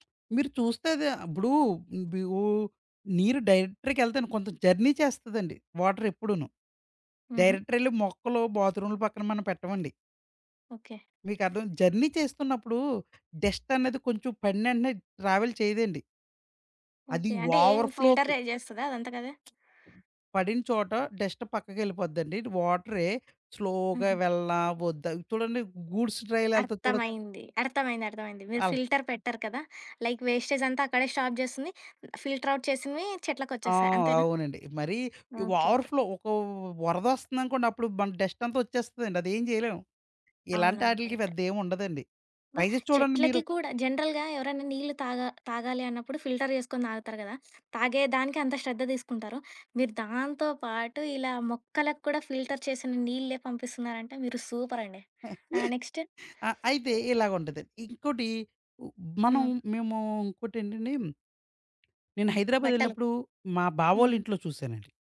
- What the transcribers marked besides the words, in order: other background noise; tapping; in English: "డైరెక్టర్‌కెళ్తండి"; in English: "జర్నీ"; in English: "వాటర్"; in English: "జర్నీ"; in English: "డస్ట్"; in English: "ట్రావెల్"; in English: "వావర్ ఫ్లో‌కి"; in English: "ఫీల్టర్ రైజ్"; in English: "డస్ట్"; in English: "స్లో‌గా"; in English: "గూడ్స్"; in English: "ఫిల్టర్"; in English: "లైక్ వేస్టేజ్"; in English: "స్టాప్"; in English: "ఫిల్టర్ అవుట్"; in English: "ఓవర్ ఫ్లో"; in English: "డస్ట్"; in English: "ట్రై‌జేసి"; in English: "జనరల్‌గా"; in English: "ఫిల్టర్"; in English: "ఫిల్టర్"; chuckle
- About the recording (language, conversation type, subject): Telugu, podcast, ఇంట్లో నీటిని ఆదా చేయడానికి మనం చేయగల పనులు ఏమేమి?